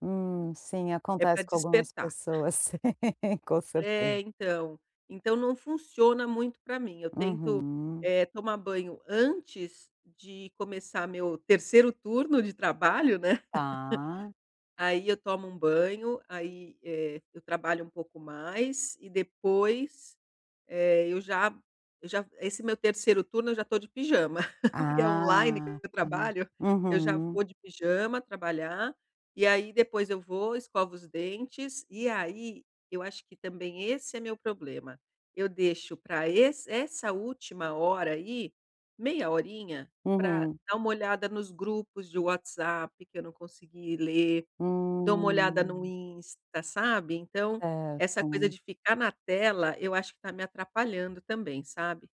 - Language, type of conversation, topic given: Portuguese, advice, Como é a sua rotina relaxante antes de dormir?
- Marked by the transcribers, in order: tapping; laugh; laugh; chuckle; other noise